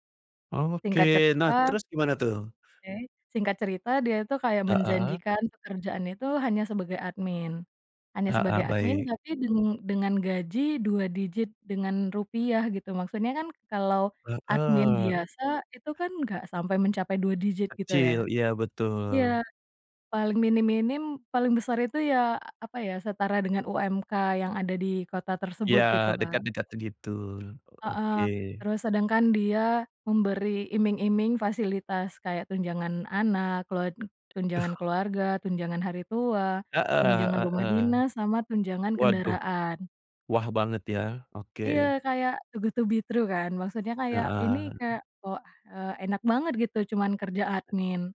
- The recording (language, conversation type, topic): Indonesian, podcast, Bagaimana pengalamanmu menunjukkan bahwa intuisi bisa dilatih?
- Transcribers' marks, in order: in English: "too good to be true"